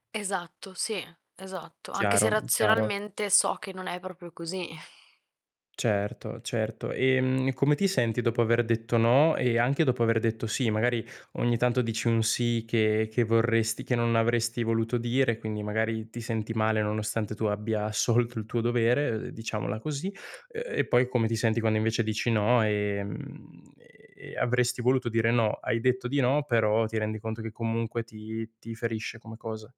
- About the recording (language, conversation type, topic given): Italian, advice, Come posso dire di no senza sentirmi in colpa?
- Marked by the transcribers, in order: distorted speech; tapping; "proprio" said as "propro"; exhale